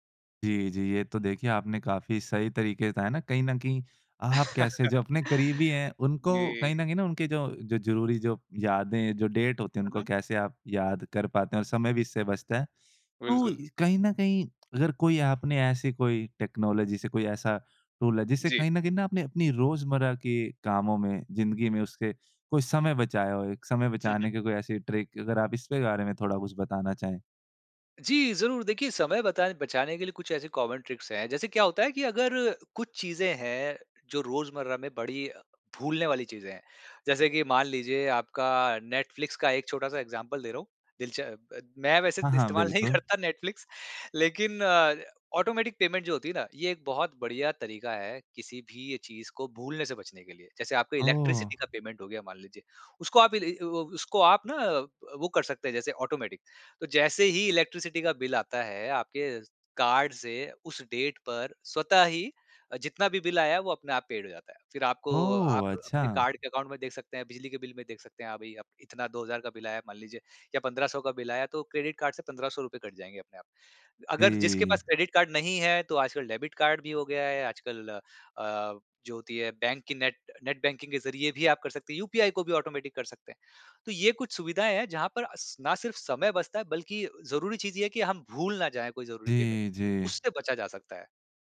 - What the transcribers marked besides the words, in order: laugh; in English: "डेट"; in English: "टेक्नोलॉजी"; in English: "रूल"; in English: "ट्रिक?"; in English: "कॉमन ट्रिक्स"; in English: "ऐग्ज़ाम्पल"; laughing while speaking: "नहीं करता"; in English: "ऑटोमेटिक पेमेंट"; in English: "इलेक्ट्रिसिटी"; in English: "पेमेंट"; in English: "ऑटोमेटिक"; in English: "इलेक्ट्रिसिटी"; in English: "डेट"; in English: "पेड"; in English: "अकाउंट"; in English: "क्रेडिट कार्ड"; in English: "क्रेडिट कार्ड"; in English: "डेबिट कार्ड"; in English: "नेट बैंकिंग"; in English: "ऑटोमेटिक"; in English: "पेमेंट"
- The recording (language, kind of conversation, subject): Hindi, podcast, टेक्नोलॉजी उपकरणों की मदद से समय बचाने के आपके आम तरीके क्या हैं?